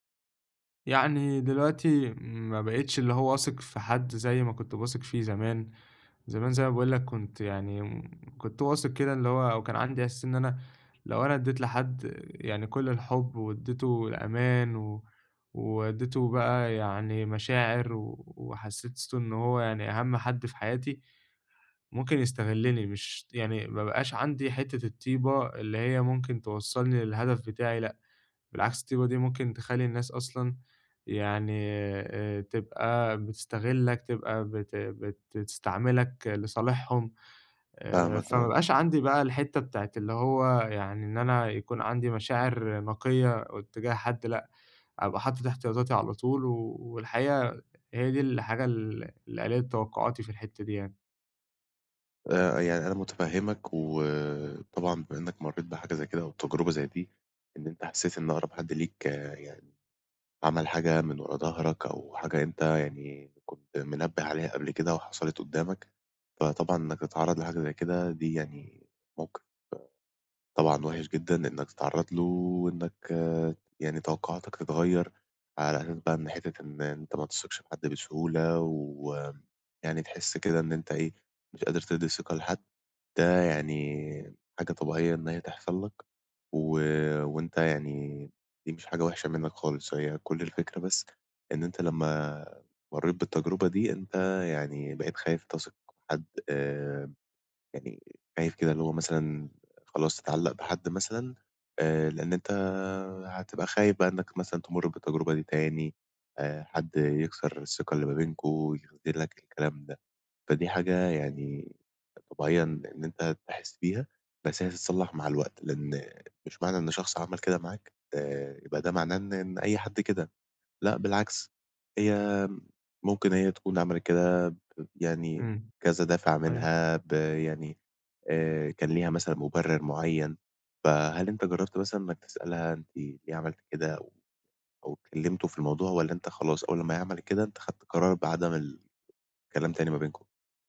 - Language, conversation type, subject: Arabic, advice, إزاي أتعلم أتقبل نهاية العلاقة وأظبط توقعاتي للمستقبل؟
- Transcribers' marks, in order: tapping